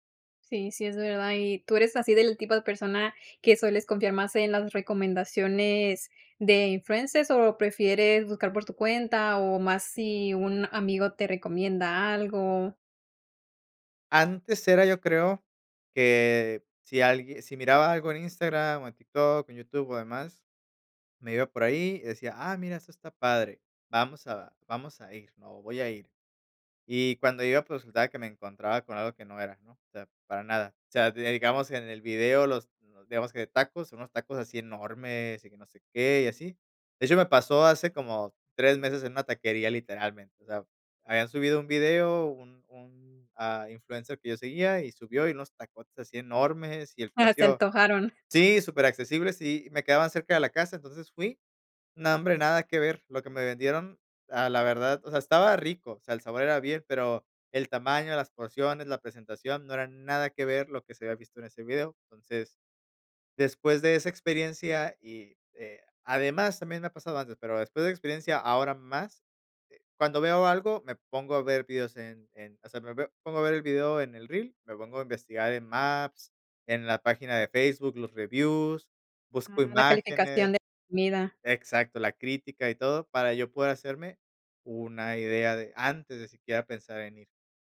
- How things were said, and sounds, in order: "influencers" said as "influences"; other background noise; stressed: "nada"
- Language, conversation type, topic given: Spanish, podcast, ¿Cómo influyen las redes sociales en lo que consumimos?